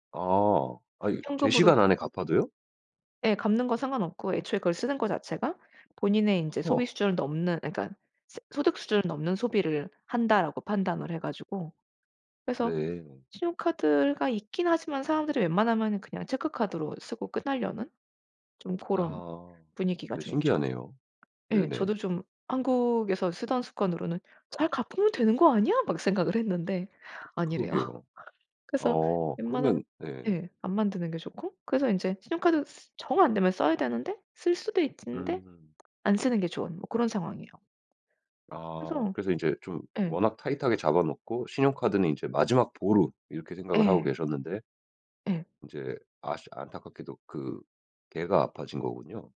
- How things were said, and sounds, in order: tapping; other background noise; laughing while speaking: "아니래요"
- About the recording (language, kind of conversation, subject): Korean, advice, 이사 비용 증가와 생활비 부담으로 재정적 압박을 받고 계신 상황을 설명해 주실 수 있나요?